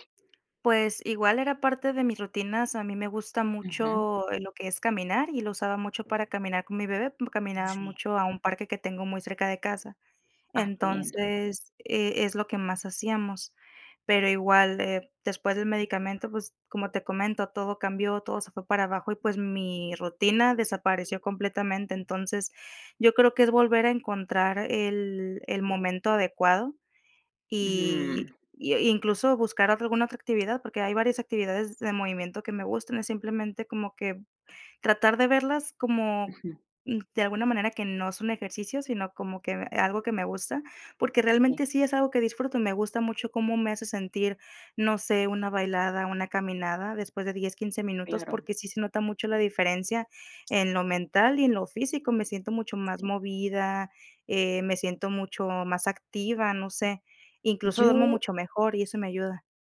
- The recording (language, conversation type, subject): Spanish, advice, ¿Cómo puedo recuperar la motivación para cocinar comidas nutritivas?
- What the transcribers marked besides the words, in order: none